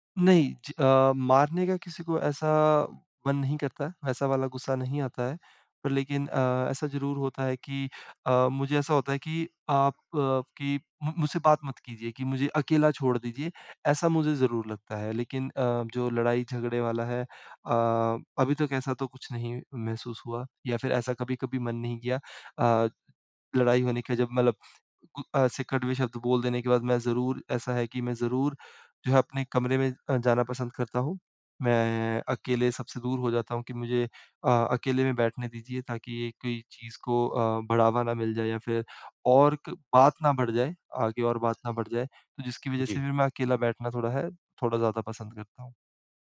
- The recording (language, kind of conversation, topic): Hindi, advice, मैं गुस्से में बार-बार कठोर शब्द क्यों बोल देता/देती हूँ?
- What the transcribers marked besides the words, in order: other background noise